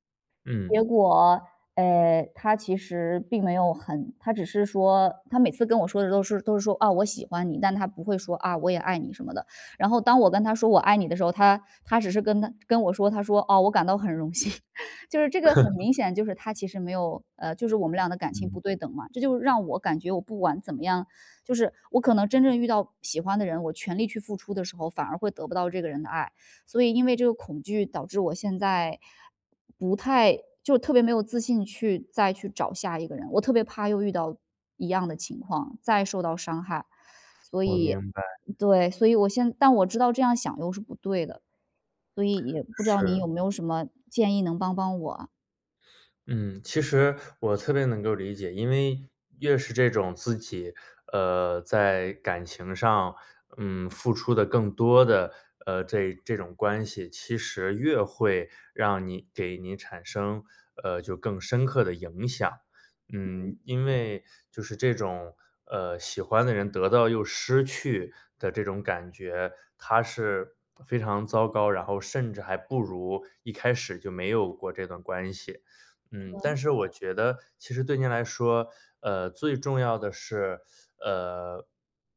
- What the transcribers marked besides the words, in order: laugh; laughing while speaking: "荣幸"; laugh; teeth sucking
- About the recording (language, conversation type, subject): Chinese, advice, 我需要多久才能修复自己并准备好开始新的恋情？